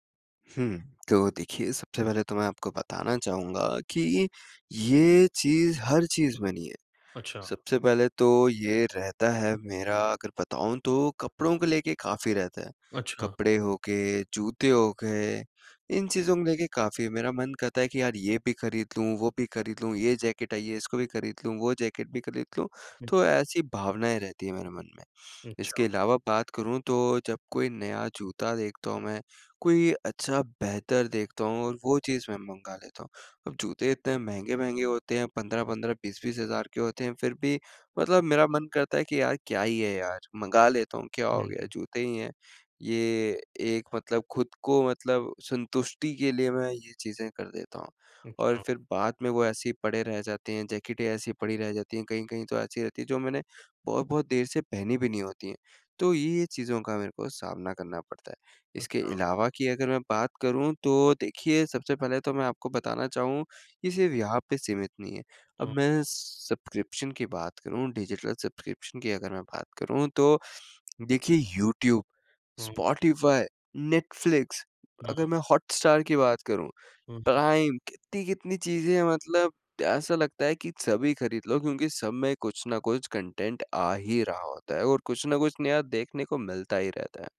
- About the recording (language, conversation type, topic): Hindi, advice, कम चीज़ों में संतोष खोजना
- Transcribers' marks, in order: sniff; in English: "सब्सक्रिप्शन"; in English: "डिजिटल सब्सक्रिप्शन"; sniff; in English: "कॉन्टेंट"